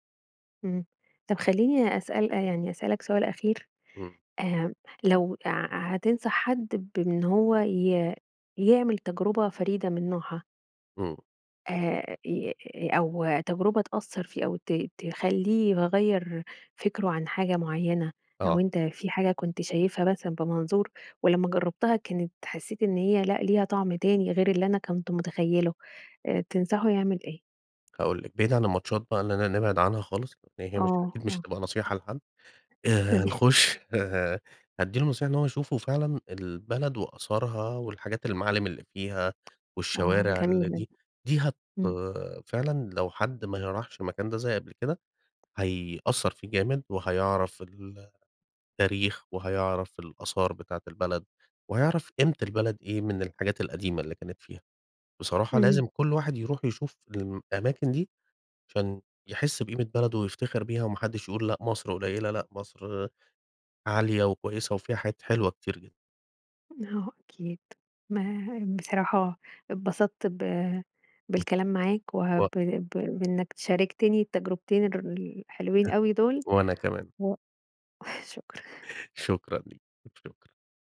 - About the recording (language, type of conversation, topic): Arabic, podcast, ايه أحلى تجربة مشاهدة أثرت فيك ولسه فاكرها؟
- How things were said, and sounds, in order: tapping; laughing while speaking: "ماشي"; unintelligible speech; chuckle; laughing while speaking: "شكرًا"